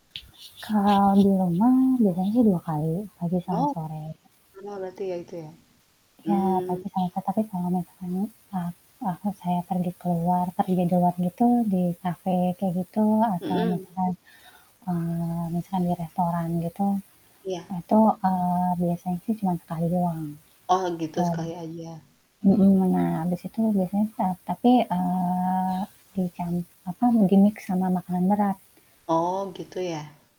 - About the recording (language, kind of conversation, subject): Indonesian, unstructured, Mana yang lebih Anda sukai, kopi atau teh, dan mengapa?
- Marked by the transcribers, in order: static; other background noise; distorted speech; mechanical hum; tapping; in English: "di-mix"